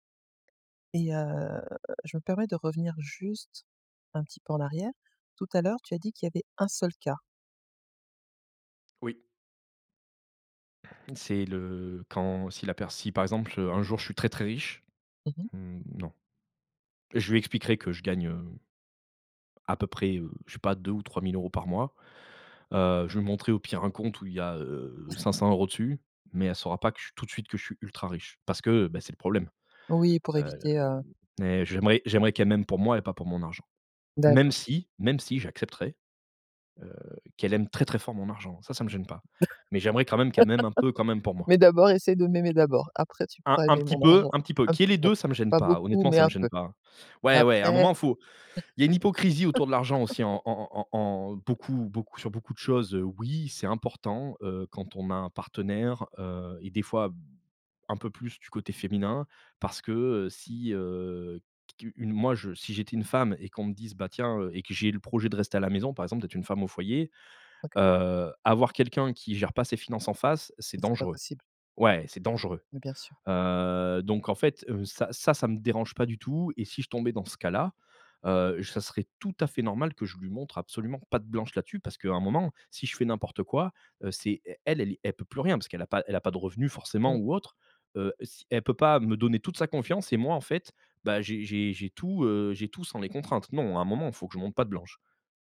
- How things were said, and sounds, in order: drawn out: "heu"; chuckle; stressed: "très, très fort"; laugh; laugh; tapping; stressed: "Oui"; other background noise; stressed: "Ouais"; stressed: "tout à fait"
- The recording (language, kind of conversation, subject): French, podcast, Comment parles-tu d'argent avec ton partenaire ?